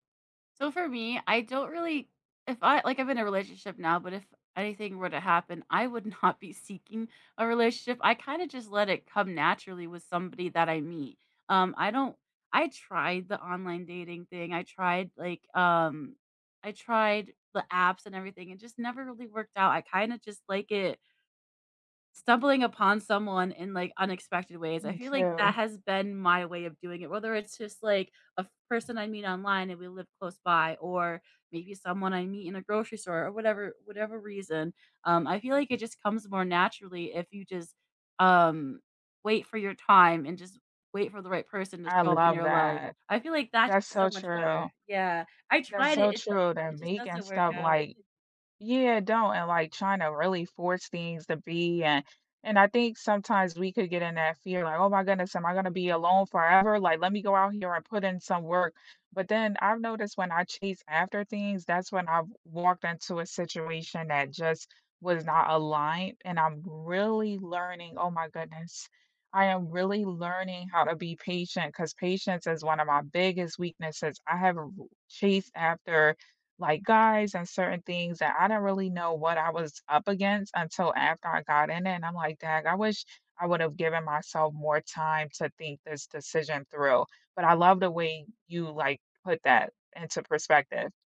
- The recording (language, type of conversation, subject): English, unstructured, How can you deepen trust online and offline by expressing your needs, setting healthy boundaries, and aligning expectations?
- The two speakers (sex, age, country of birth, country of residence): female, 30-34, United States, United States; female, 35-39, United States, United States
- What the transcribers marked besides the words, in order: other background noise; laughing while speaking: "not"; tapping; background speech